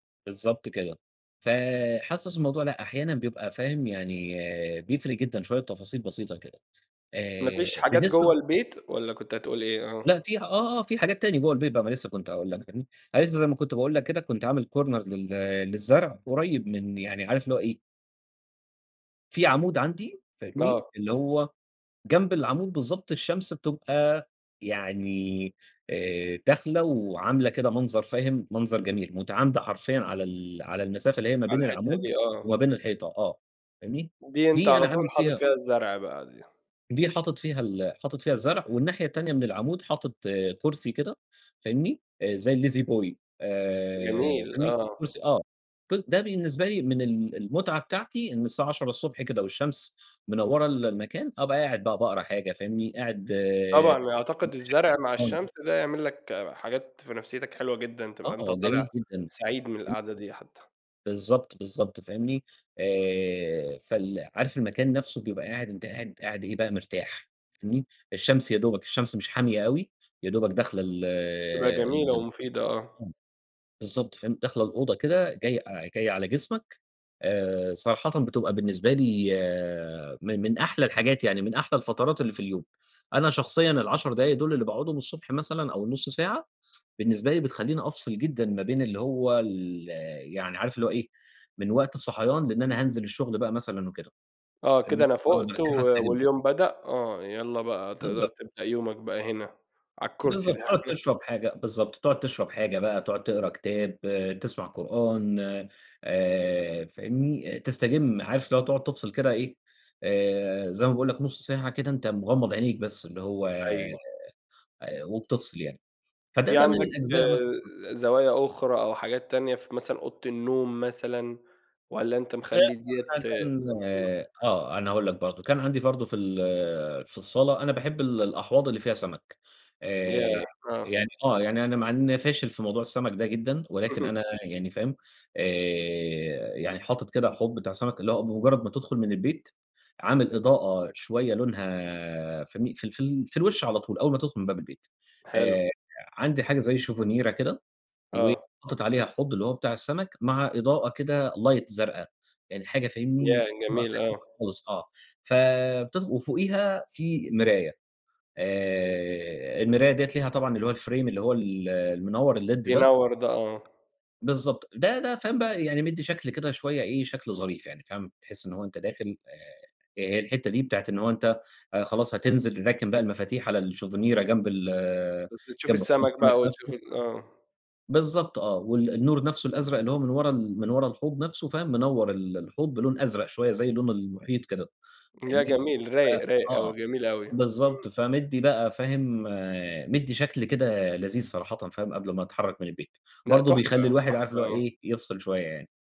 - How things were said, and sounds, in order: in English: "corner"; in English: "الLazyboy"; other background noise; throat clearing; tapping; chuckle; unintelligible speech; chuckle; in English: "شوفنيرا"; in English: "لايت"; in English: "الFrame"; in English: "الليد"; in English: "الشوفنيرا"
- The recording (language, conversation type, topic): Arabic, podcast, إزاي تستغل المساحات الضيّقة في البيت؟